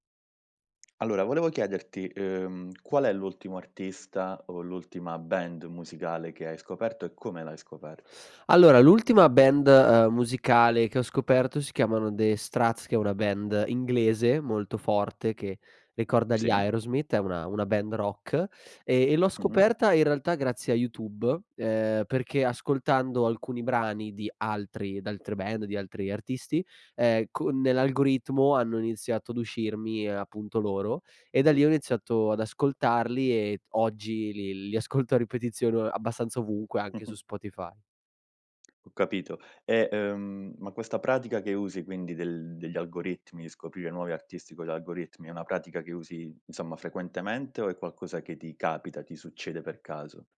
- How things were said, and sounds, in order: none
- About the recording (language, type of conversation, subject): Italian, podcast, Come scopri di solito nuova musica?